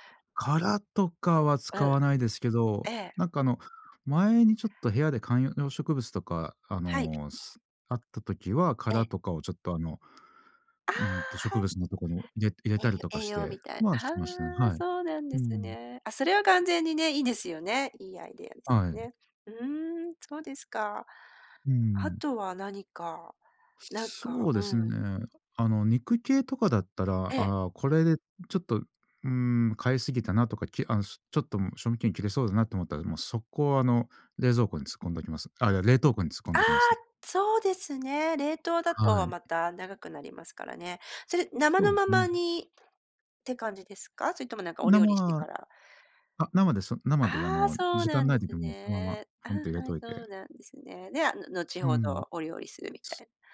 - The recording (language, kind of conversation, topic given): Japanese, podcast, フードロスを減らすために普段どんな工夫をしていますか？
- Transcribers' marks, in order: tapping; other background noise